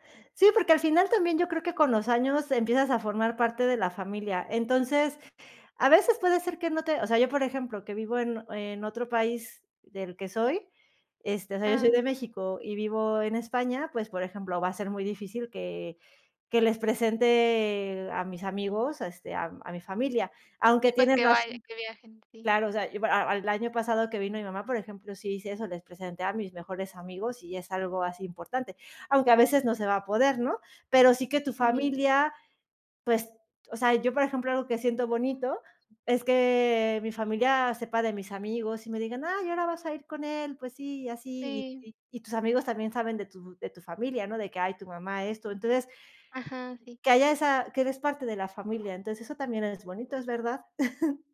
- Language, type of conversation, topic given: Spanish, unstructured, ¿Cuáles son las cualidades que buscas en un buen amigo?
- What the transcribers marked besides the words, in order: chuckle